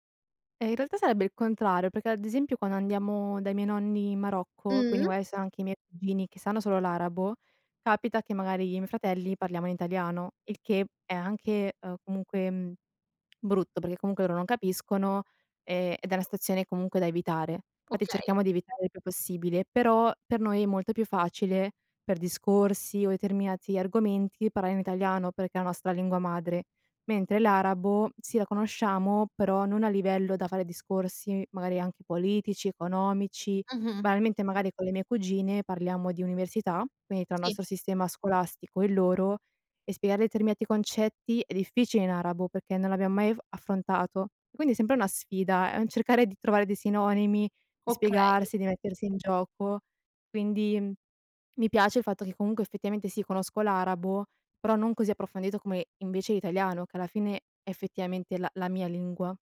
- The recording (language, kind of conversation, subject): Italian, podcast, Che ruolo ha la lingua in casa tua?
- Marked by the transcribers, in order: "ad" said as "ald"; "magari" said as "maari"; "Infatti" said as "nfatti"; "determinati" said as "eterminati"; other background noise; tapping; "approfondito" said as "approfandito"